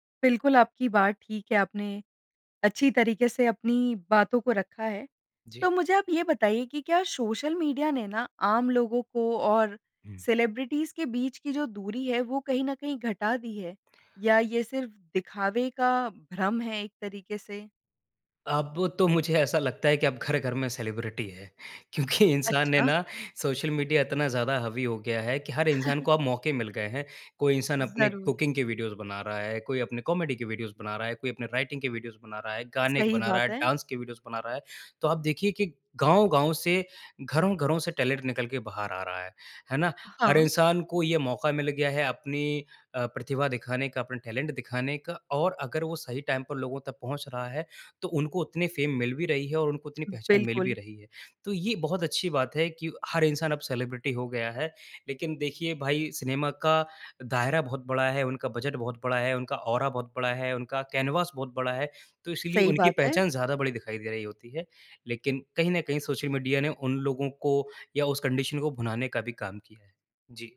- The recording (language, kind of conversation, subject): Hindi, podcast, सोशल मीडिया ने सेलिब्रिटी संस्कृति को कैसे बदला है, आपके विचार क्या हैं?
- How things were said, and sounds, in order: in English: "सेलिब्रिटीज़"; in English: "सेलिब्रिटी"; laughing while speaking: "क्योंकि इंसान"; chuckle; in English: "कुकिंग"; in English: "कॉमेडी"; in English: "राइटिंग"; in English: "डांस"; in English: "टैलेंट"; in English: "टैलेंट"; in English: "टाइम"; in English: "फ़ेम"; in English: "सेलिब्रिटी"; in English: "औरा"; in English: "कैनवास"; in English: "कंडीशन"